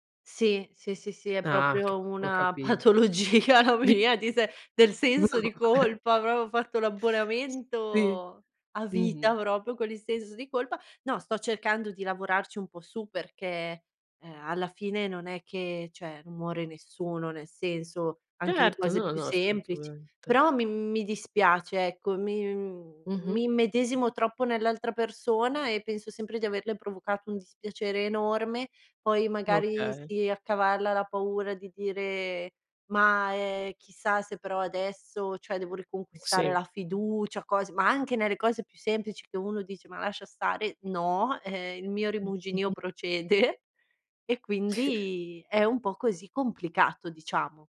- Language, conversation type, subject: Italian, podcast, Come si fa a perdonarsi per un errore commesso in famiglia?
- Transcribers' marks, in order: "proprio" said as "propio"; laughing while speaking: "patologia"; other noise; laughing while speaking: "No, vabbè"; "proprio" said as "propo"; "proprio" said as "propio"; "cioè" said as "ceh"; chuckle